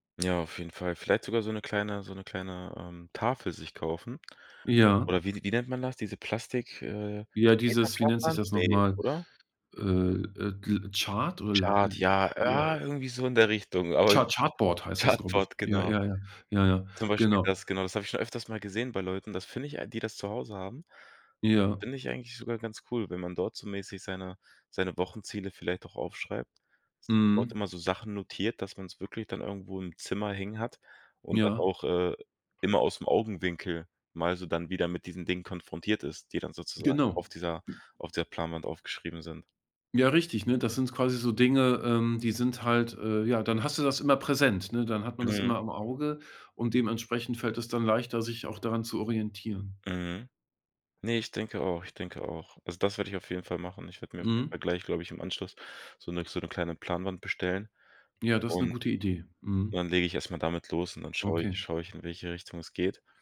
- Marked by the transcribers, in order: other background noise; unintelligible speech; in English: "Chart"; in English: "Chart"; unintelligible speech; in English: "Chartboard"; unintelligible speech; in English: "Chartboard"; laughing while speaking: "Chartboard"; unintelligible speech
- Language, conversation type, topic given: German, advice, Wie ist dein Alltag durch eine Krise oder eine unerwartete große Veränderung durcheinandergeraten?